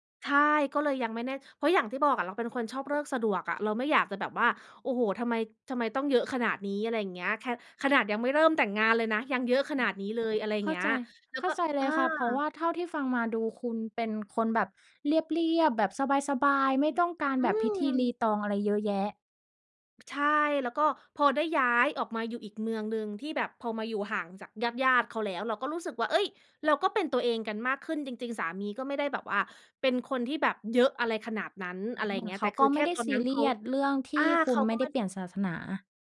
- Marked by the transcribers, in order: tapping; other noise
- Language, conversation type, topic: Thai, podcast, คุณช่วยเล่าโมเมนต์ในวันแต่งงานที่ยังประทับใจให้ฟังหน่อยได้ไหม?